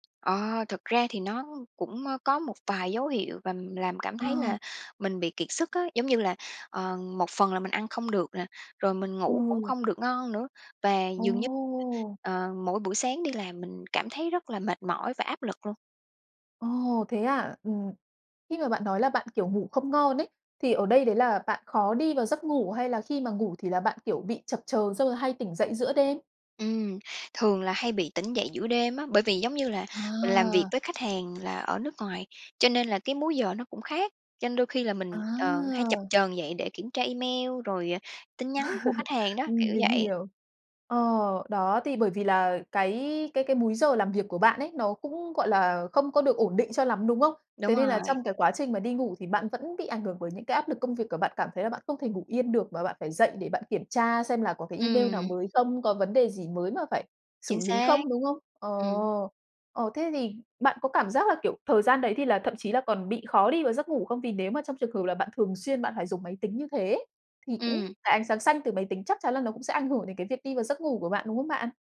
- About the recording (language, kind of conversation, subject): Vietnamese, podcast, Bạn nhận ra mình sắp kiệt sức vì công việc sớm nhất bằng cách nào?
- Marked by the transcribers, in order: drawn out: "Ồ!"; tapping; laugh